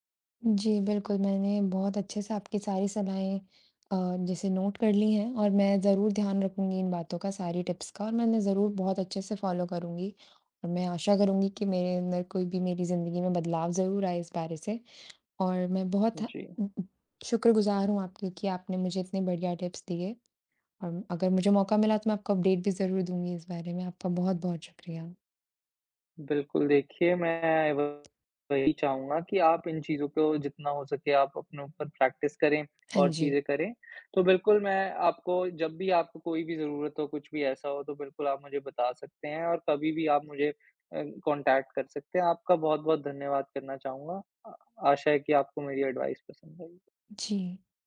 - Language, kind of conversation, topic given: Hindi, advice, सार्वजनिक रूप से बोलने का भय
- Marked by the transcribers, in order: in English: "टिप्स"; in English: "फॉलो"; in English: "टिप्स"; in English: "अपडेट"; in English: "प्रैक्टिस"; in English: "कॉन्टैक्ट"; in English: "एडवाइस"